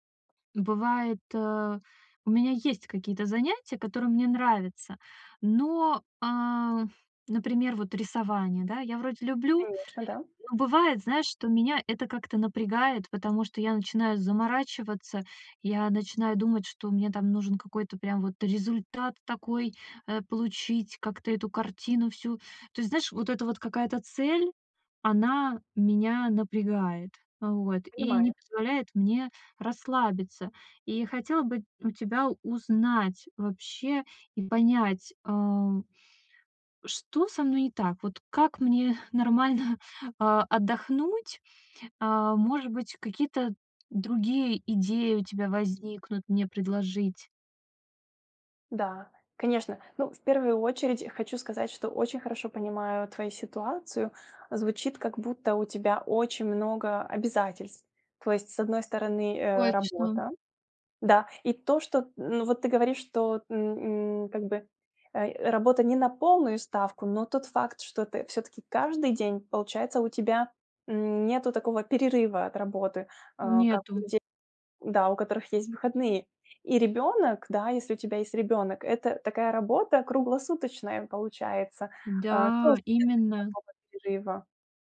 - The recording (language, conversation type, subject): Russian, advice, Какие простые приятные занятия помогают отдохнуть без цели?
- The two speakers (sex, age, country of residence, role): female, 30-34, Estonia, user; female, 35-39, France, advisor
- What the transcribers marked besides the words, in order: none